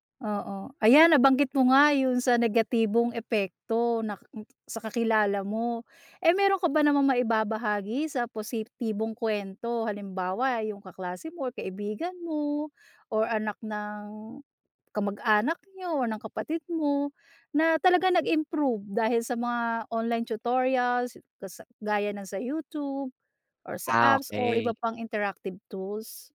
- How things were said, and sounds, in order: none
- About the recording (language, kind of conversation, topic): Filipino, podcast, Paano nakaapekto ang teknolohiya sa paraan ng pagkatuto ng kabataan?